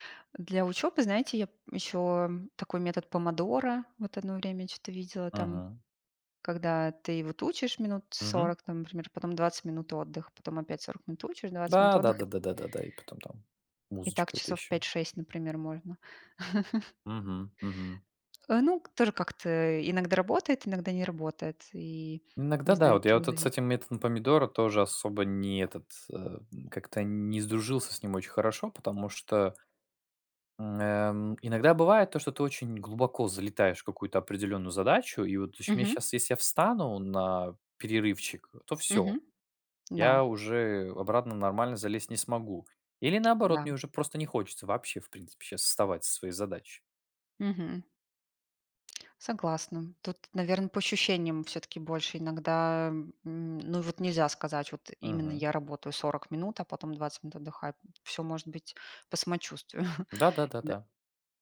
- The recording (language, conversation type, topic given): Russian, unstructured, Какие технологии помогают вам в организации времени?
- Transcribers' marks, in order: other background noise; tapping; chuckle; chuckle